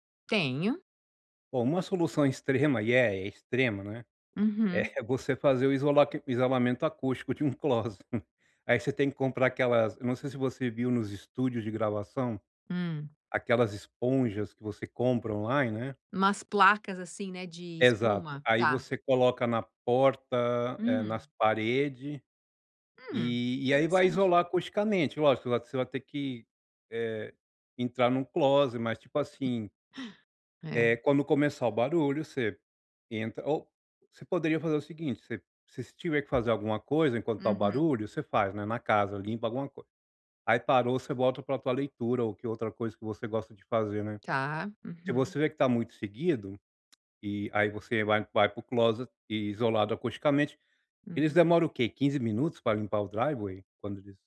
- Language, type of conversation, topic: Portuguese, advice, Como posso relaxar em casa com tantas distrações e barulho ao redor?
- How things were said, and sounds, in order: laughing while speaking: "é"; laughing while speaking: "de um closet"; laugh; tapping; in English: "driveway"